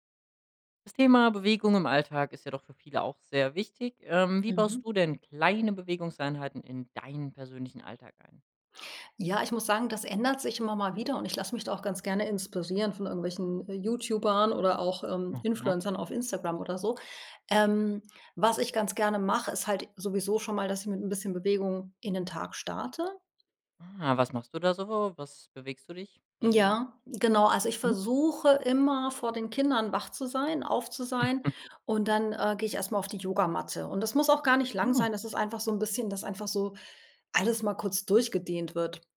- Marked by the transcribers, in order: chuckle
- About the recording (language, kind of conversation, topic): German, podcast, Wie baust du kleine Bewegungseinheiten in den Alltag ein?